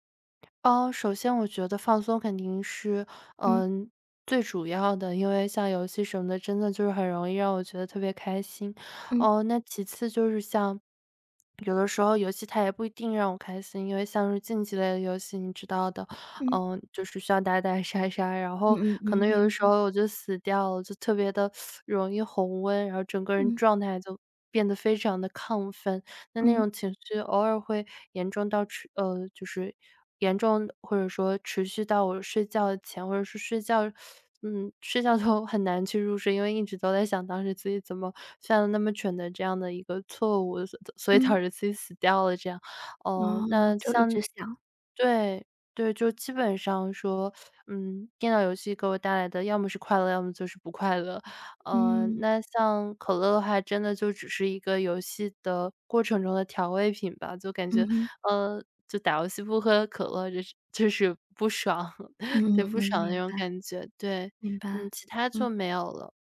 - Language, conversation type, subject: Chinese, advice, 夜里反复胡思乱想、无法入睡怎么办？
- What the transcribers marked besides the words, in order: swallow; laughing while speaking: "杀杀"; teeth sucking; teeth sucking; laughing while speaking: "都"; laughing while speaking: "导致自己"; laughing while speaking: "就是不爽"; chuckle